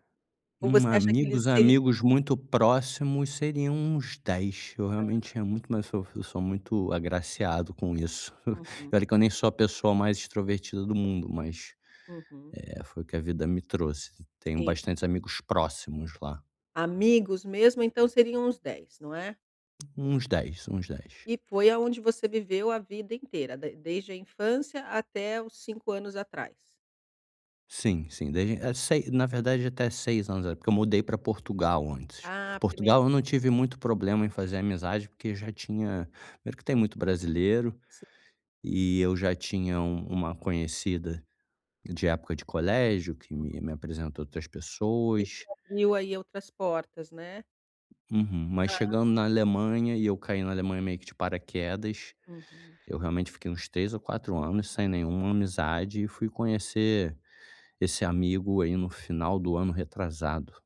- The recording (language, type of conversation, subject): Portuguese, advice, Como fazer novas amizades com uma rotina muito ocupada?
- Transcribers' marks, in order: unintelligible speech; tapping